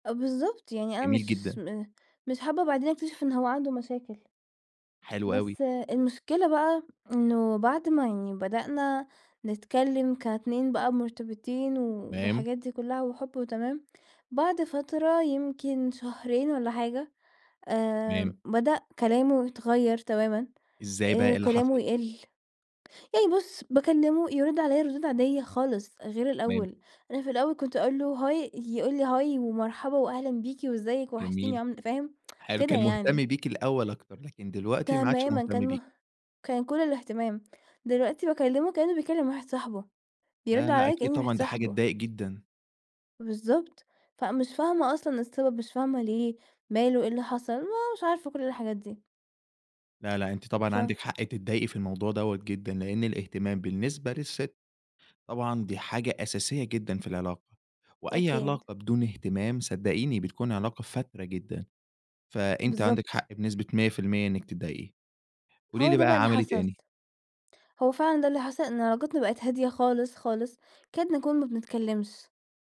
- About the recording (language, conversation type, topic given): Arabic, advice, إزاي أتعامل مع إحساس الذنب بعد ما قررت أنهي العلاقة؟
- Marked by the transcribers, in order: tsk; tapping